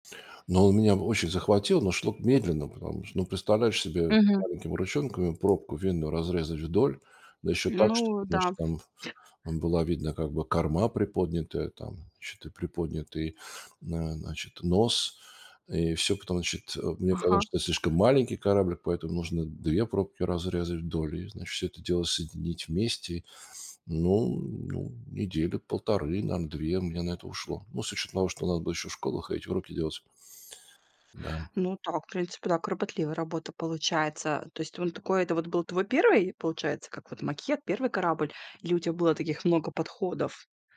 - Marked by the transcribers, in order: tapping; other noise
- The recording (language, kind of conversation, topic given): Russian, podcast, Расскажи о своей любимой игрушке и о том, почему она для тебя важна?